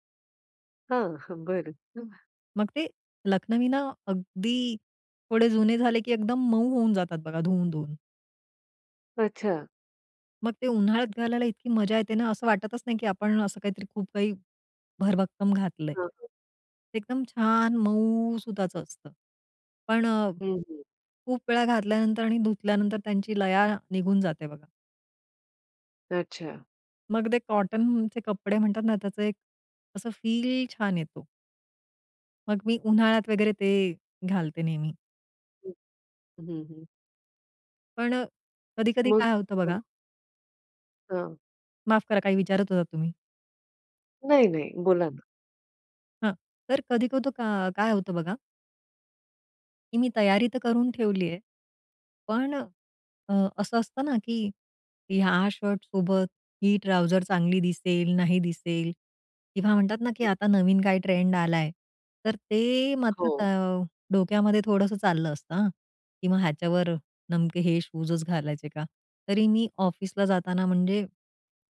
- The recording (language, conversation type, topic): Marathi, podcast, कपड्यांमध्ये आराम आणि देखणेपणा यांचा समतोल तुम्ही कसा साधता?
- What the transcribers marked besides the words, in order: chuckle; tapping; stressed: "फील"; unintelligible speech; other background noise; "नेमके" said as "नमके"